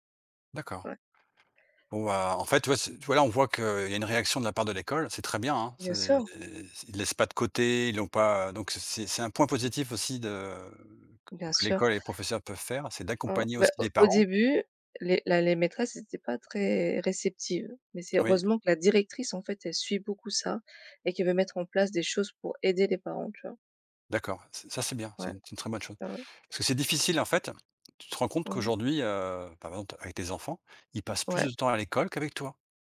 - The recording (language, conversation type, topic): French, unstructured, Comment les professeurs peuvent-ils rendre leurs cours plus intéressants ?
- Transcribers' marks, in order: other background noise; stressed: "directrice"; stressed: "aider"